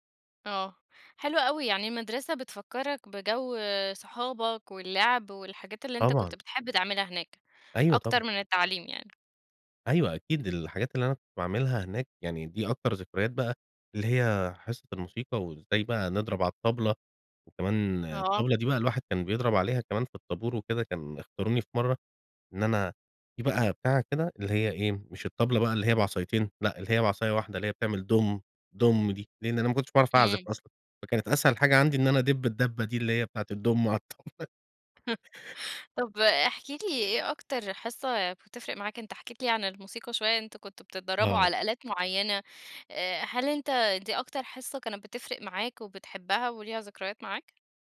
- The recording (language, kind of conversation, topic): Arabic, podcast, إيه هي الأغنية اللي بتفكّرك بذكريات المدرسة؟
- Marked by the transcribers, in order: chuckle; laughing while speaking: "على الطا"